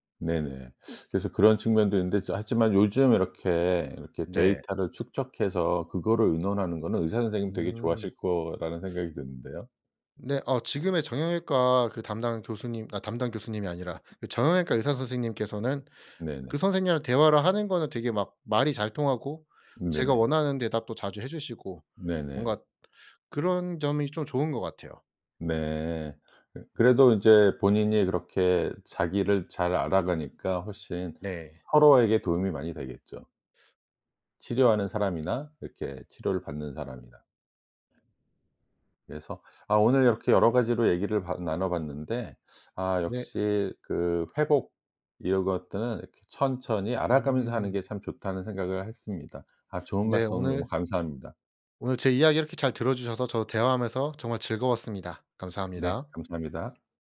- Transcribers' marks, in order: other background noise
- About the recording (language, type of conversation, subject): Korean, podcast, 회복 중 운동은 어떤 식으로 시작하는 게 좋을까요?